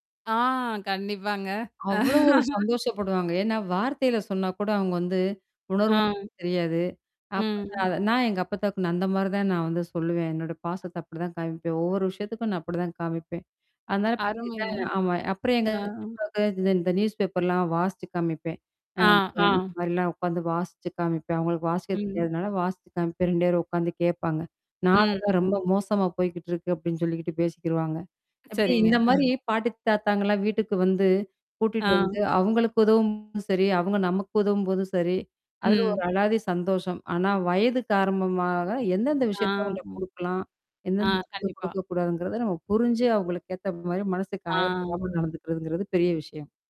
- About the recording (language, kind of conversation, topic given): Tamil, podcast, பாட்டி தாத்தா வீட்டுக்கு வந்து வீட்டுப்பணி அல்லது குழந்தைப் பராமரிப்பில் உதவச் சொன்னால், அதை நீங்கள் எப்படி ஏற்றுக்கொள்வீர்கள்?
- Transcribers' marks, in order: laugh; tapping; distorted speech; "காரணமாக" said as "காரம்பமாக"; mechanical hum